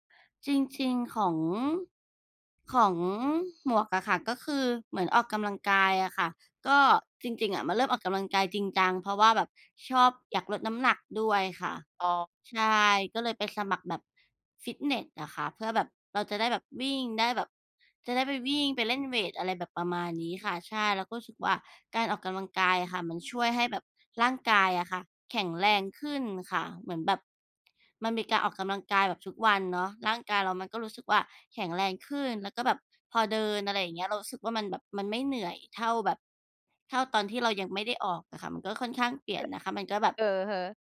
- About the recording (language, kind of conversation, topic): Thai, unstructured, คุณคิดว่าการออกกำลังกายช่วยเปลี่ยนชีวิตได้จริงไหม?
- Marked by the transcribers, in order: none